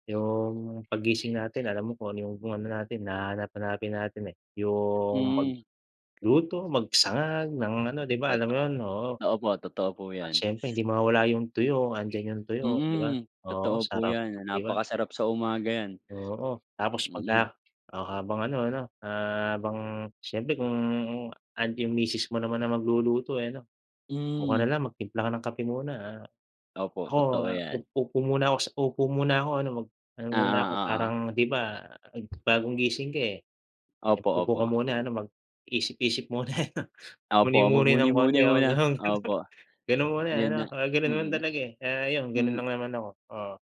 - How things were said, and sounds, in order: tapping; laughing while speaking: "eh, 'no"; laugh
- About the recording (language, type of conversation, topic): Filipino, unstructured, Ano ang ginagawa mo tuwing umaga para magising nang maayos?